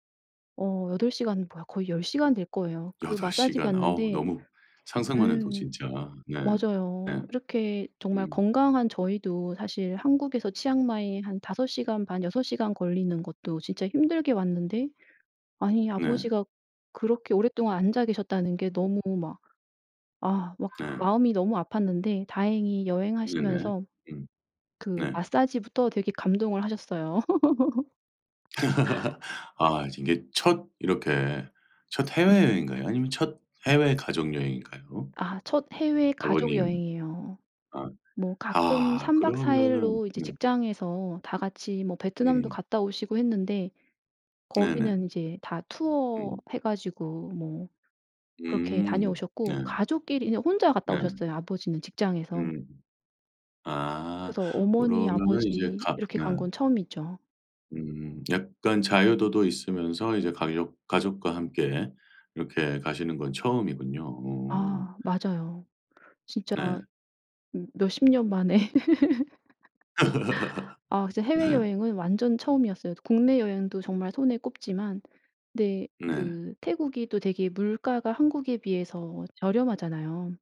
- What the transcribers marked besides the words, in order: other background noise; laugh; tapping; laugh; laugh
- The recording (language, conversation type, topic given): Korean, podcast, 가족과 함께한 여행 중 가장 감동적으로 기억에 남는 곳은 어디인가요?